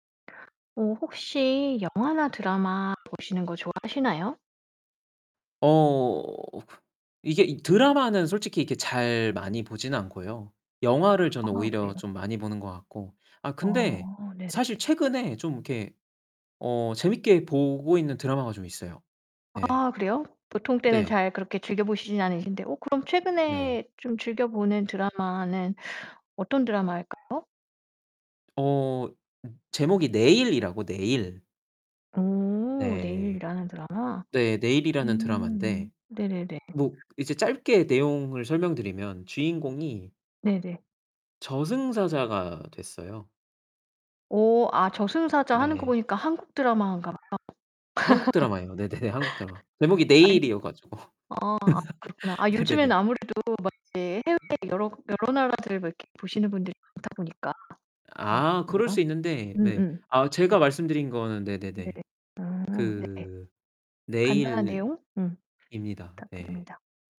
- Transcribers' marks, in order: distorted speech; other background noise; laugh; static; laughing while speaking: "네네네"; laughing while speaking: "가지고"; laugh
- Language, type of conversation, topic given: Korean, podcast, 최근 빠져든 드라마에서 어떤 점이 가장 좋았나요?